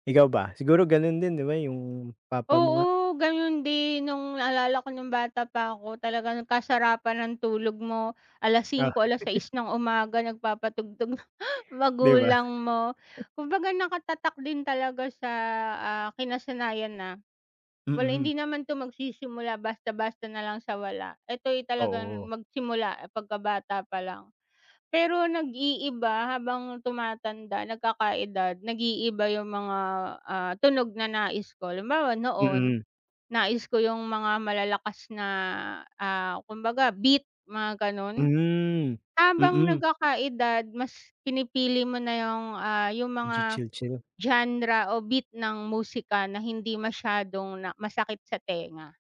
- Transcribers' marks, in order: chuckle
- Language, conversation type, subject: Filipino, unstructured, Paano ka naaapektuhan ng musika sa araw-araw?